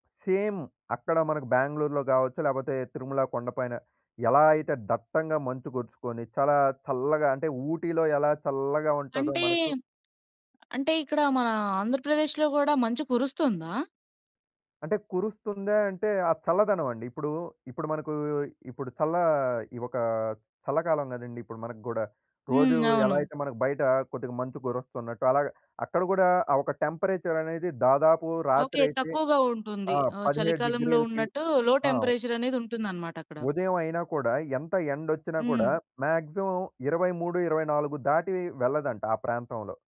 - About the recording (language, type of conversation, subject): Telugu, podcast, సోషల్ మీడియా చూసిన తర్వాత మీ ఉదయం మూడ్ మారుతుందా?
- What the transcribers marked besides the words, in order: in English: "సేమ్"; stressed: "చల్లగా"; in English: "లో టెంపరేచర్"; in English: "మాక్సిమం"